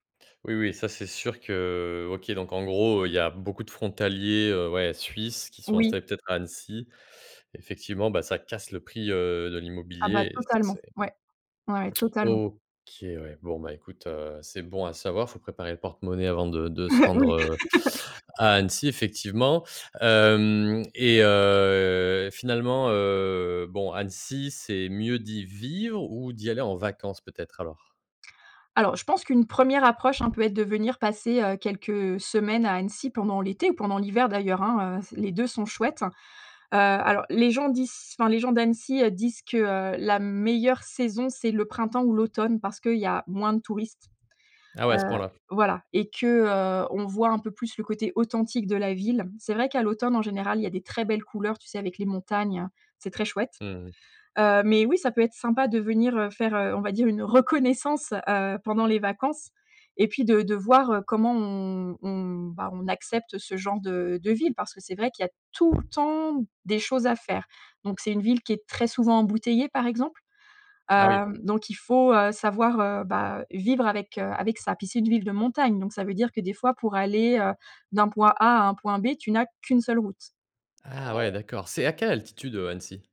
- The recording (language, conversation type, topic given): French, podcast, Quel endroit recommandes-tu à tout le monde, et pourquoi ?
- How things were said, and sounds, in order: scoff; laugh; drawn out: "heu"; drawn out: "heu"; tapping; other noise; stressed: "reconnaissance"; background speech